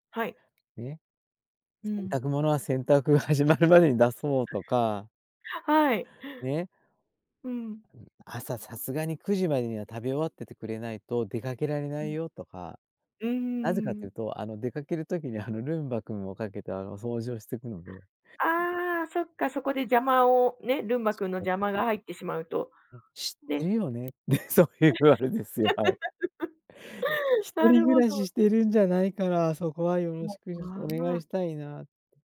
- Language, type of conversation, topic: Japanese, podcast, 家族の朝の支度は、普段どんな段取りで進めていますか？
- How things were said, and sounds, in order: tapping; laughing while speaking: "そういうあれですよ"; laugh